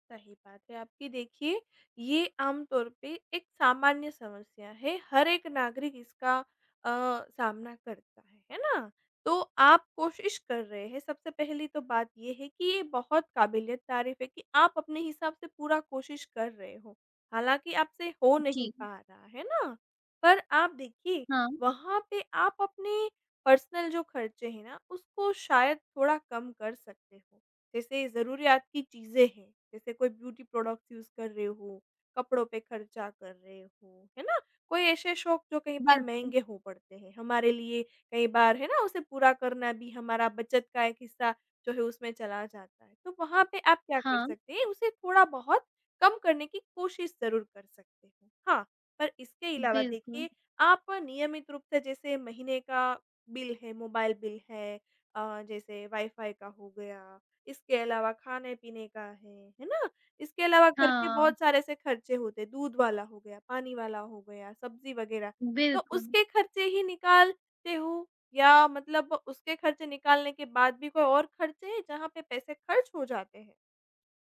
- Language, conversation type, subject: Hindi, advice, माह के अंत से पहले आपका पैसा क्यों खत्म हो जाता है?
- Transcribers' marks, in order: in English: "पर्सनल"; in English: "ब्यूटी प्रोडक्टस यूज़"; tapping